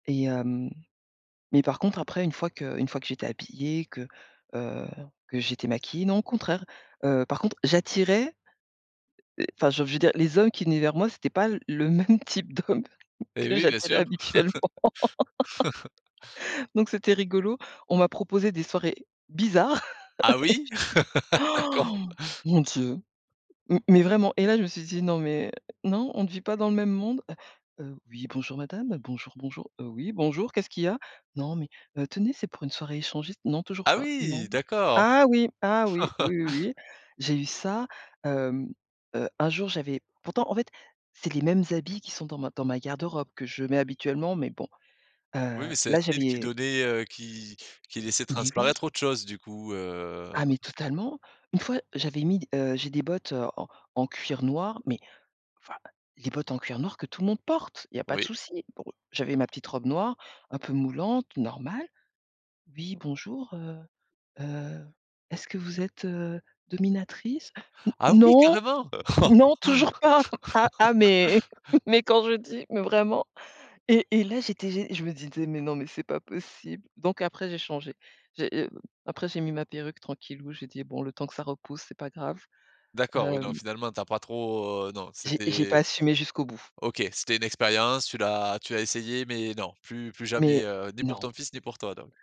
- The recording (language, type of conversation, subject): French, podcast, Qu’est-ce qui déclenche chez toi l’envie de changer de style ?
- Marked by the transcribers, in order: laughing while speaking: "même type d'hommes, que j'attirais habituellement"; laugh; stressed: "bizarres"; laugh; surprised: "Han !"; laugh; laughing while speaking: "D'accord"; tapping; put-on voice: "Oui bonjour madame. Bonjour, bonjour"; stressed: "oui"; laugh; other background noise; drawn out: "heu"; gasp; stressed: "Non"; surprised: "Ah oui carrément !"; chuckle; laugh